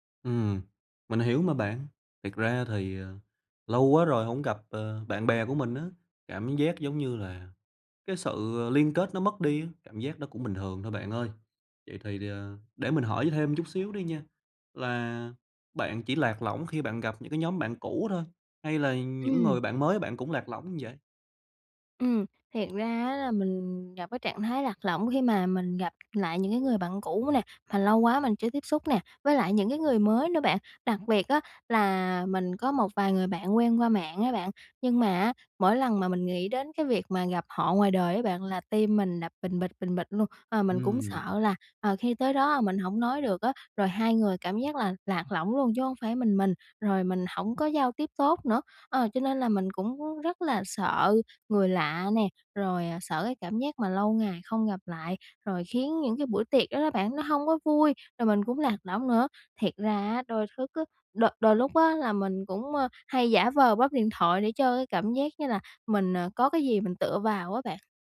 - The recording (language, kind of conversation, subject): Vietnamese, advice, Làm sao để tôi không còn cảm thấy lạc lõng trong các buổi tụ tập?
- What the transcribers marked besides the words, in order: tapping